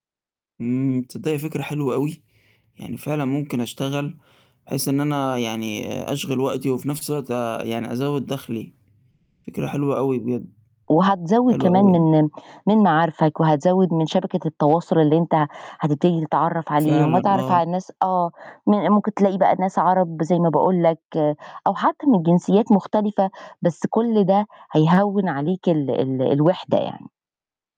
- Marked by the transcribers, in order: mechanical hum
- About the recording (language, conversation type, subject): Arabic, advice, إزاي بتوصف إحساسك بالحنين للوطن والوحدة بعد ما اتنقلت؟